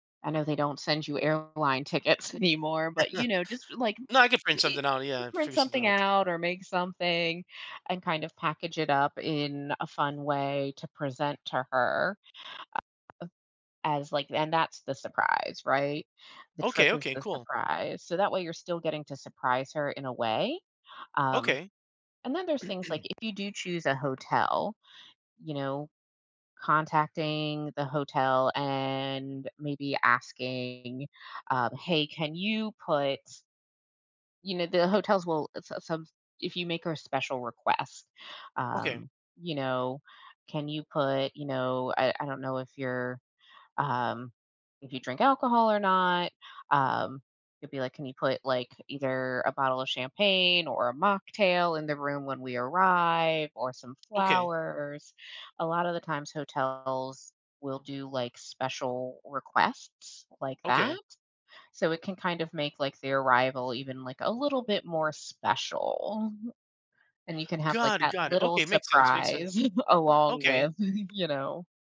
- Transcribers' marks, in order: chuckle; laughing while speaking: "anymore"; other background noise; throat clearing; drawn out: "special"; tapping; chuckle
- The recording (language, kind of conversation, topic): English, advice, How can I plan a meaningful surprise?